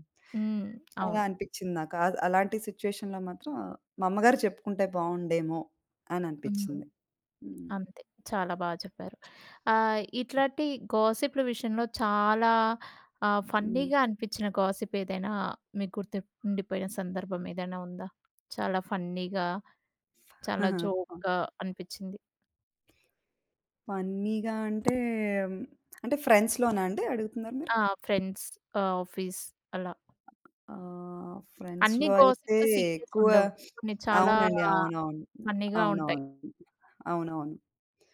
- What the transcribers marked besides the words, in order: tapping; in English: "సిట్యుయేషన్‌లో"; other background noise; in English: "ఫన్నీ‌గా"; in English: "గాసిప్"; in English: "ఫన్నీ‌గా"; in English: "జోక్‌గా"; giggle; in English: "ఫన్నీ‌గా"; in English: "ఫ్రెండ్స్‌లోనా"; in English: "ఫ్రెండ్స్, ఆఫీస్"; in English: "ఫ్రెండ్స్‌లో"; in English: "గాసిప్స్"; in English: "ఫన్నీ‌గా"
- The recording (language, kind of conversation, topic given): Telugu, podcast, ఆఫీసు సంభాషణల్లో గాసిప్‌ను నియంత్రించడానికి మీ సలహా ఏమిటి?